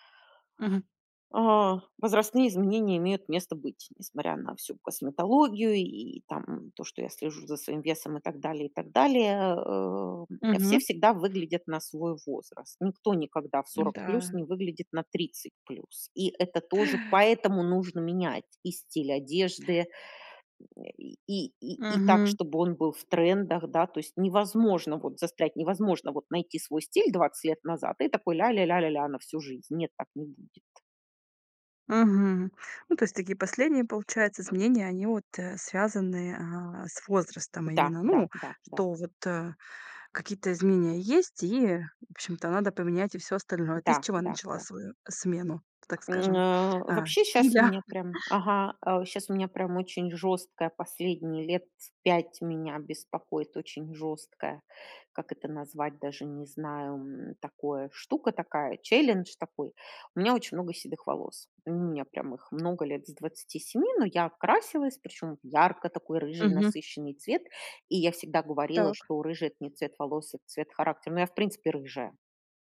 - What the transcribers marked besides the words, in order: other background noise; tapping; chuckle; in English: "challenge"
- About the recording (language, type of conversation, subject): Russian, podcast, Что обычно вдохновляет вас на смену внешности и обновление гардероба?